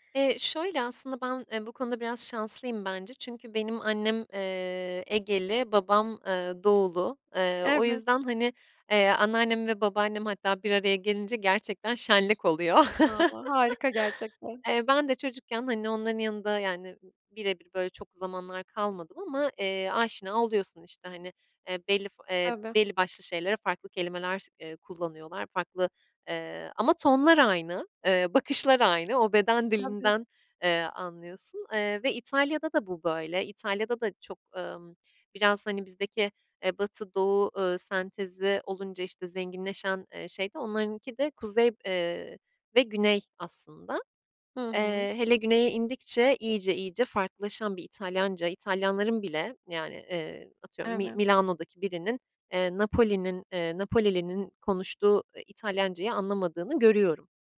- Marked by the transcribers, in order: drawn out: "eee"; other background noise; chuckle; tapping
- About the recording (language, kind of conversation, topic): Turkish, podcast, Dil senin için bir kimlik meselesi mi; bu konuda nasıl hissediyorsun?